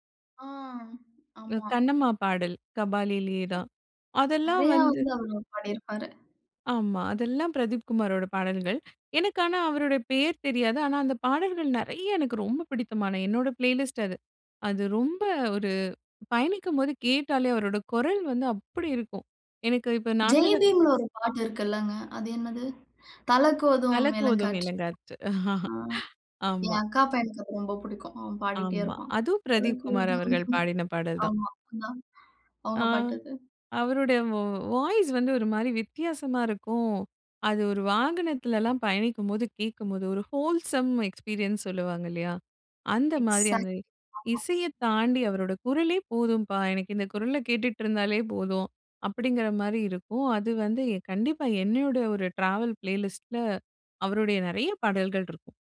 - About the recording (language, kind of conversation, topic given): Tamil, podcast, ஒரு பயணத்தை இசைப் பின்னணியாக நினைத்தால் அது எப்படி இருக்கும்?
- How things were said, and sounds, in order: other noise; other background noise; in English: "பிளேலிஸ்ட்"; chuckle; singing: "தலகோதும்"; unintelligible speech; in English: "ஹோல்சம் எக்ஸ்பீரியன்ஸ்"; in English: "எக்ஸாக்ட்லி"; in English: "ட்ராவல் ப்ளேலிஸ்ட்டில"